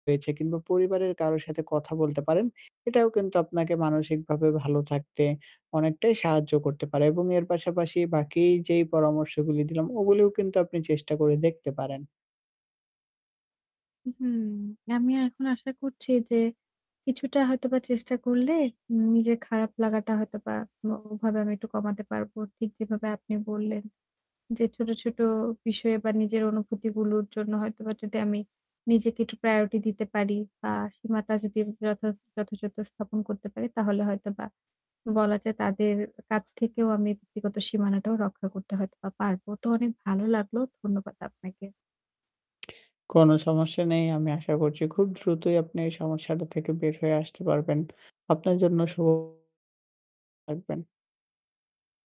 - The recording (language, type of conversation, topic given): Bengali, advice, আমি কীভাবে বন্ধুদের সঙ্গে মিশতে গিয়ে আমার ব্যক্তিগত সীমানা স্পষ্টভাবে স্থাপন ও রক্ষা করতে পারি?
- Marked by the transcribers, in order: static; distorted speech; tapping; in English: "priority"